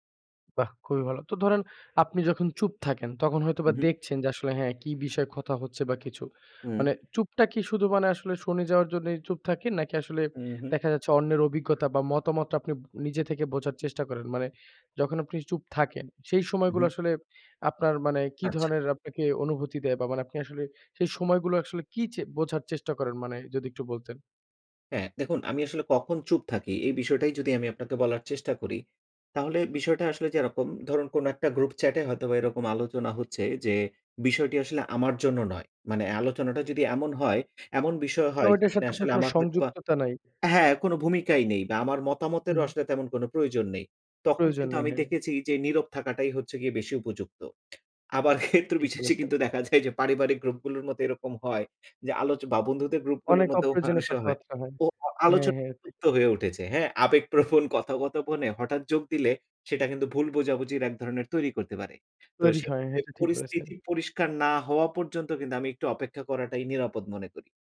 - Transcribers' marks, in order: laughing while speaking: "ক্ষেত্র বিশেষে কিন্তু দেখা যায় যে"; unintelligible speech
- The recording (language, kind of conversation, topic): Bengali, podcast, গ্রুপ চ্যাটে কখন চুপ থাকবেন, আর কখন কথা বলবেন?